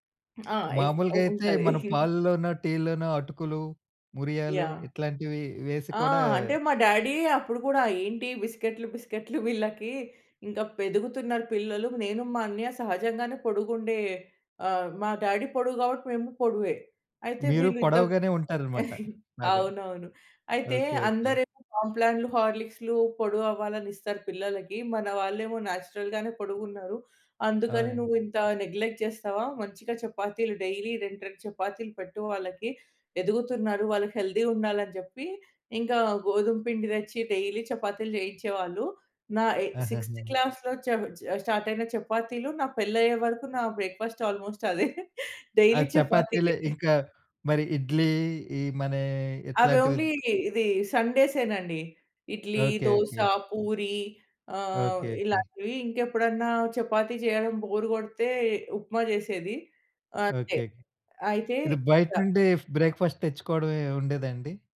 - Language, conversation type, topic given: Telugu, podcast, సాధారణంగా మీరు అల్పాహారంగా ఏమి తింటారు?
- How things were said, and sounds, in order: tapping; in English: "ఎఫ్"; chuckle; "ఎదుగుతునరు" said as "పెదుగుతున్నారు"; in English: "డ్యాడీ"; chuckle; in English: "నెగ్లెక్ట్"; in English: "డైలీ"; in English: "హెల్తీ"; in English: "డైలీ"; in English: "సిక్స్త్ క్లాస్‌లో"; in English: "స్టార్ట్"; in English: "బ్రేక్ఫాస్ట్ ఆల్మోస్ట్"; in English: "డైలీ"; in English: "ఓన్లీ"; in English: "చపాతీ"; in English: "బోర్"; in English: "బ్రేక్‌ఫాస్ట్"